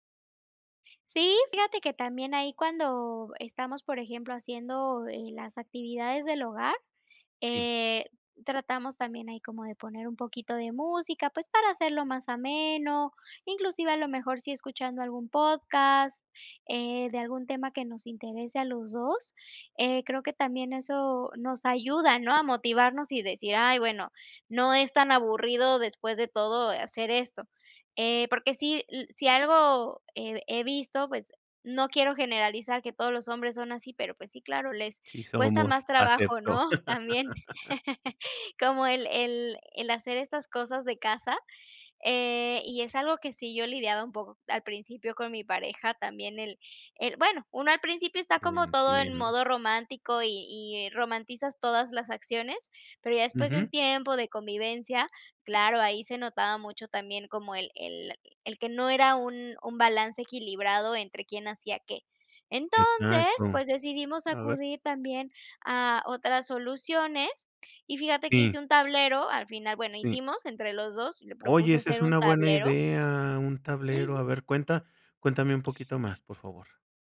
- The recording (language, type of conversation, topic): Spanish, podcast, ¿Cómo organizas las tareas del hogar en familia?
- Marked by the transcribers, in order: other background noise; chuckle; laugh